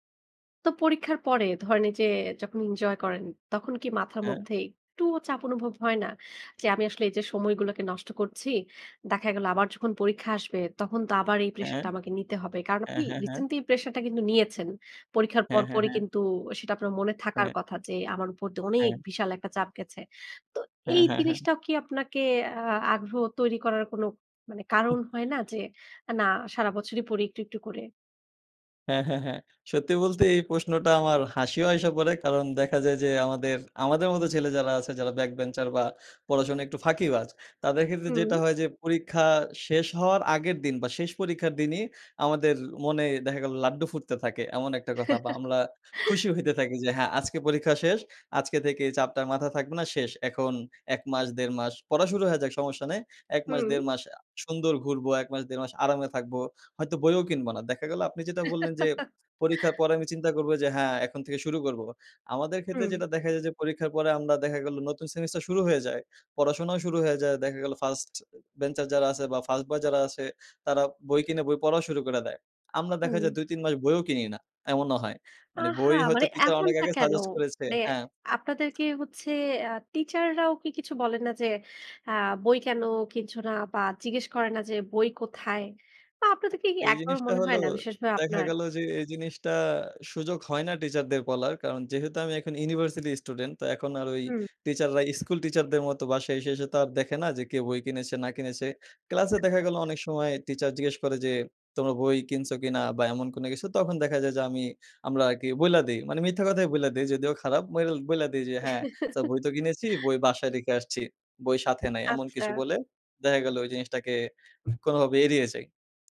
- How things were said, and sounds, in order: in English: "back bencher"; giggle; giggle; in English: "first"; in English: "bencher"; surprised: "আহা! মানে এমনটা কেন?"; tapping; giggle
- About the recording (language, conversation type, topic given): Bengali, podcast, পরীক্ষার চাপের মধ্যে তুমি কীভাবে সামলে থাকো?